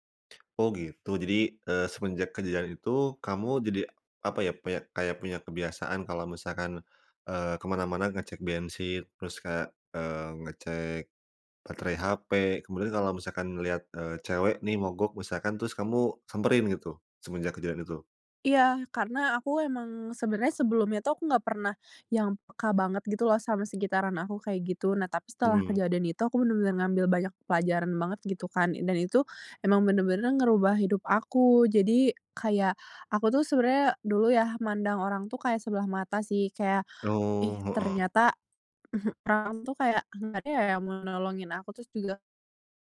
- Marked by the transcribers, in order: tapping
- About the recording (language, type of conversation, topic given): Indonesian, podcast, Keputusan spontan apa yang ternyata berdampak besar bagi hidupmu?